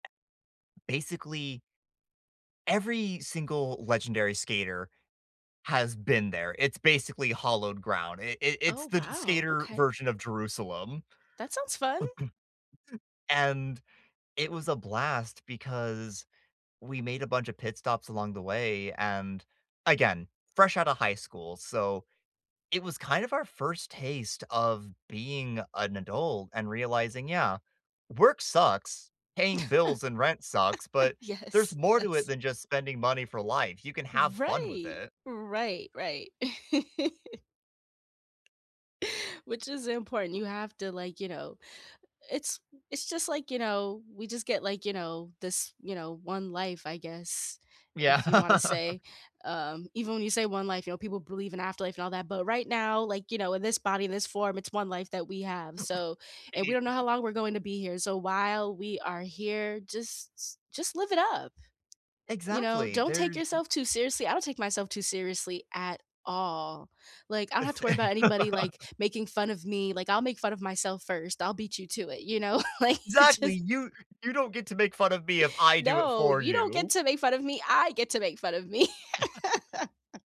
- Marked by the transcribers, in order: tapping; throat clearing; laugh; laughing while speaking: "Yes"; laugh; laughing while speaking: "Yeah"; chuckle; chuckle; stressed: "all"; laugh; laughing while speaking: "know? Like, it just"; joyful: "Exactly! You you don't get … it for you!"; joyful: "No, you don't get to … fun of me"; chuckle; laugh
- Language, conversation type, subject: English, unstructured, What is your favorite memory with your family?